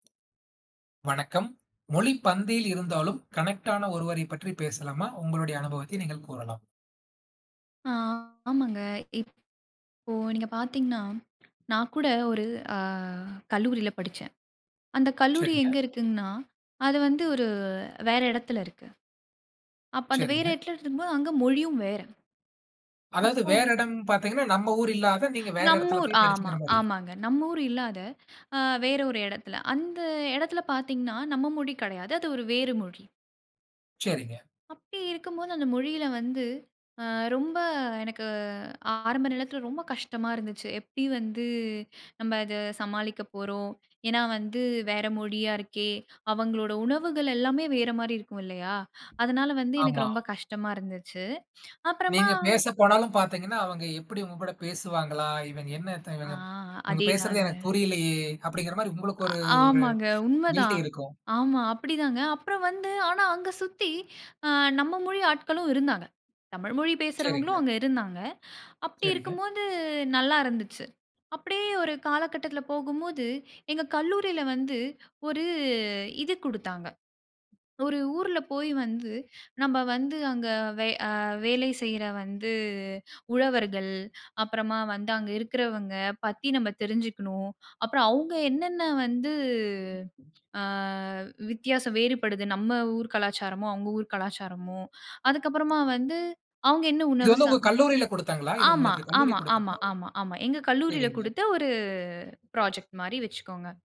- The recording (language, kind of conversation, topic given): Tamil, podcast, மொழி தடையிருந்தாலும் உங்களுடன் நெருக்கமாக இணைந்த ஒருவரைப் பற்றி பேசலாமா?
- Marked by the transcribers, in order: tapping; in English: "கனெக்ட்டான"; other background noise; other noise; drawn out: "அ"; drawn out: "ஒரு"; "இடத்துல இருக்கும்போது" said as "எட்ல இட்லும்போது"; drawn out: "வந்து"; in English: "கில்டி"; drawn out: "ஒரு"; unintelligible speech; unintelligible speech; drawn out: "ஒரு"; in English: "ப்ராஜெக்ட்"